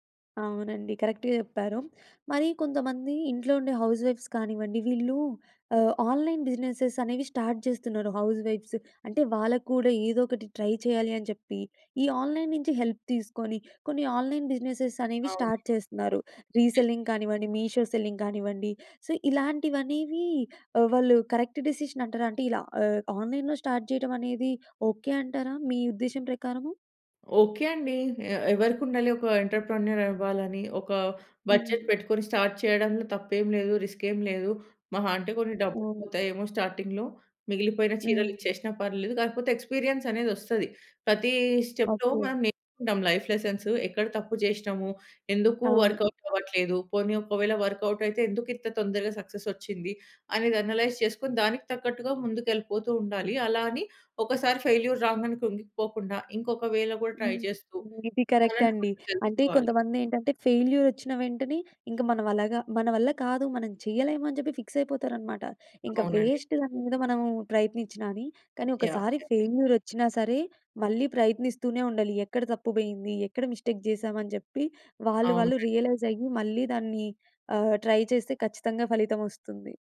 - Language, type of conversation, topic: Telugu, podcast, ఆన్‌లైన్ మద్దతు దీర్ఘకాలంగా బలంగా నిలవగలదా, లేక అది తాత్కాలికమేనా?
- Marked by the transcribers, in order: in English: "కరెక్ట్‌గా"; in English: "హౌస్ వైఫ్స్"; in English: "ఆన్‌లైన్ బిజినెస్సె‌స్"; in English: "స్టార్ట్"; in English: "హౌస్ వైఫ్స్"; in English: "ట్రై"; in English: "ఆన్‌లైన్"; in English: "హెల్ప్"; in English: "ఆన్‌లైన్ బిజినెస్సెస్"; in English: "స్టార్ట్"; in English: "రీసెల్లింగ్"; in English: "మీషో సెల్లింగ్"; in English: "సో"; in English: "కరెక్ట్ డెసిషన్"; in English: "ఆన్‌లైన్‌లో స్టార్ట్"; in English: "ఎంటర్‌ప్రెన్యూర్"; in English: "బడ్జెట్"; in English: "స్టార్ట్"; in English: "స్టార్టింగ్‌లో"; in English: "ఎక్స్‌పీరియన్స్"; in English: "స్టెప్‌లో"; in English: "లైఫ్ లెసన్స్"; in English: "వర్కౌట్"; in English: "వర్కౌట్"; in English: "సక్సెస్"; in English: "అనలైజ్"; in English: "ఫెయిల్యూర్"; in English: "వేలో"; in English: "ట్రై"; in English: "కరెక్ట్"; in English: "ఫెయిల్యూర్"; in English: "ఫిక్స్"; in English: "వేస్ట్"; in English: "ఫెయిల్యూర్"; in English: "మిస్టేక్"; in English: "రియలైజ్"; in English: "ట్రై"